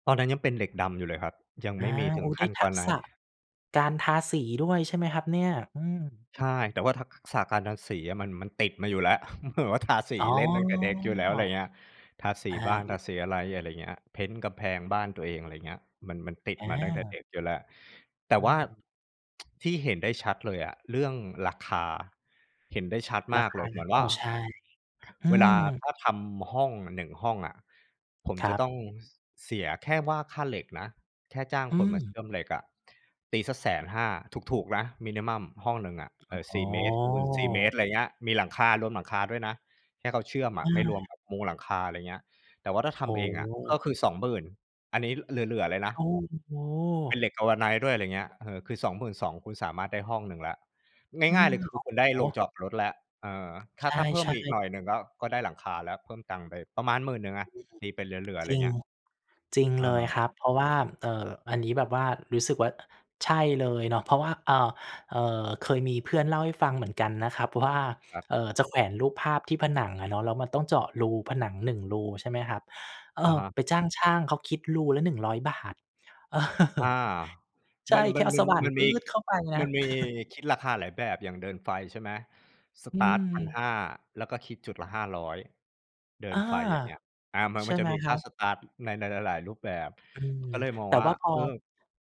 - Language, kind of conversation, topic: Thai, podcast, งานอดิเรกอะไรที่ทำให้คุณรู้สึกชิลและสร้างสรรค์?
- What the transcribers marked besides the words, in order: chuckle; laughing while speaking: "เหมือนว่าทา"; drawn out: "อ้อ"; tsk; in English: "มินิมัม"; tapping; laughing while speaking: "เออ"; chuckle; chuckle; in English: "สตาร์ต"; in English: "สตาร์ต"